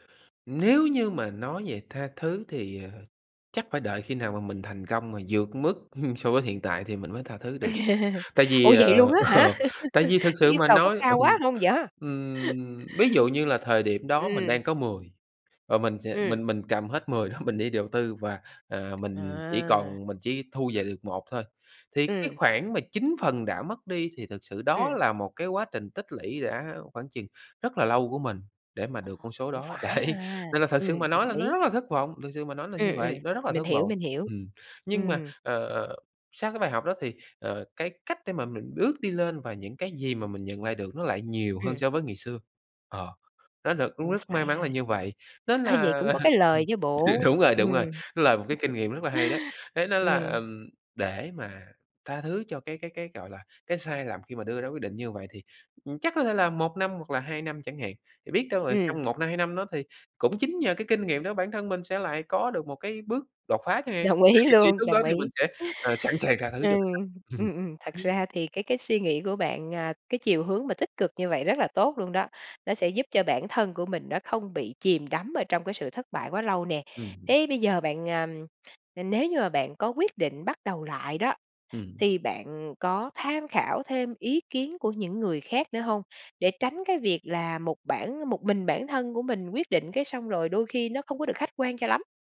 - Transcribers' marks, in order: chuckle; laugh; laughing while speaking: "ờ"; laugh; laugh; tapping; laughing while speaking: "đấy"; laugh; laugh; laughing while speaking: "ý luôn"; laugh; tsk
- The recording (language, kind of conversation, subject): Vietnamese, podcast, Bạn có thể kể về một lần bạn thất bại và cách bạn đứng dậy như thế nào?